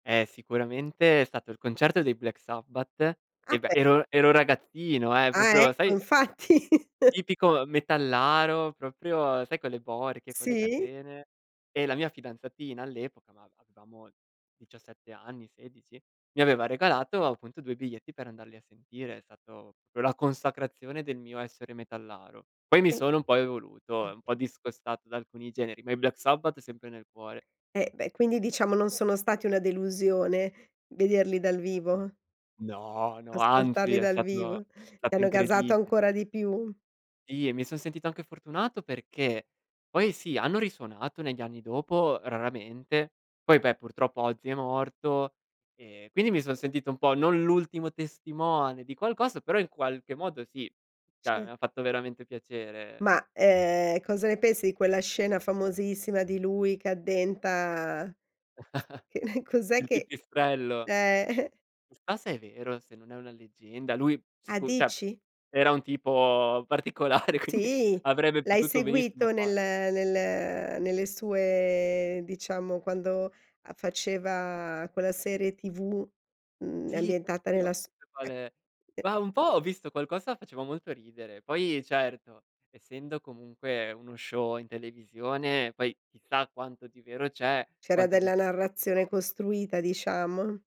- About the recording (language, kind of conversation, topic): Italian, podcast, Dove scopri di solito nuovi artisti e cosa ti convince di loro?
- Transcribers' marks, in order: chuckle; unintelligible speech; chuckle; laughing while speaking: "che cos'è che"; chuckle; laughing while speaking: "particolare quindi"; unintelligible speech; unintelligible speech; unintelligible speech